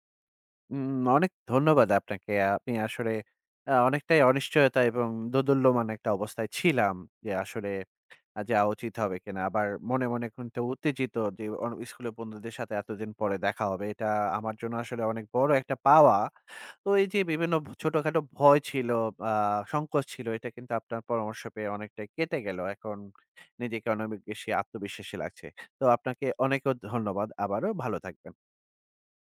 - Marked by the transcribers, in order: none
- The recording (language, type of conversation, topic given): Bengali, advice, সামাজিক উদ্বেগের কারণে গ্রুপ ইভেন্টে যোগ দিতে আপনার ভয় লাগে কেন?